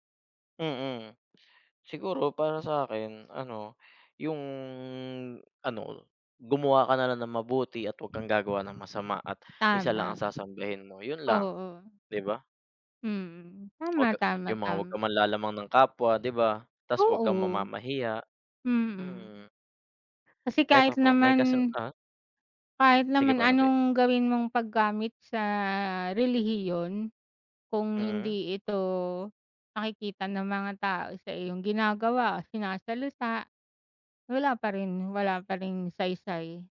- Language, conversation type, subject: Filipino, unstructured, Ano ang palagay mo sa mga taong ginagamit ang relihiyon bilang dahilan para sa diskriminasyon?
- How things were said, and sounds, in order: none